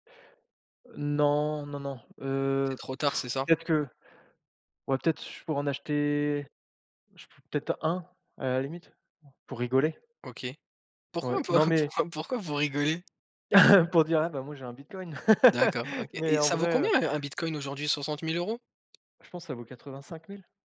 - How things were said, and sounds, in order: blowing; laugh; laugh; tapping
- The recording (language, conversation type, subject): French, unstructured, Que feriez-vous si vous pouviez vivre une journée entière sans aucune contrainte de temps ?